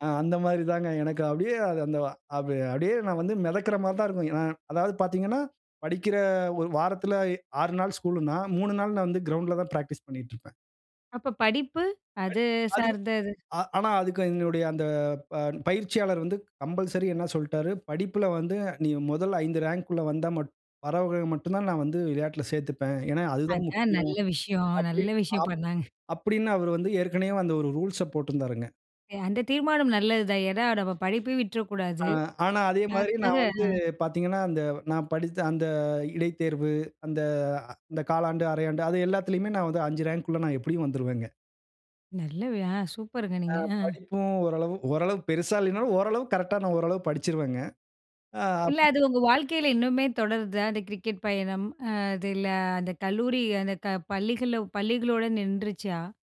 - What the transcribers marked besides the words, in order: joyful: "ஆ அந்தமாரி தாங்க எனக்கு அப்பிடியே … மிதக்கிறமாரி தான் இருக்கும்"; in English: "பிராக்டிஸ்"; unintelligible speech; in English: "கம்பல்சரி"; chuckle; in English: "ரூல்ஸ்ச"; other background noise
- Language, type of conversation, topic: Tamil, podcast, பள்ளி அல்லது கல்லூரியில் உங்களுக்கு வாழ்க்கையில் திருப்புமுனையாக அமைந்த நிகழ்வு எது?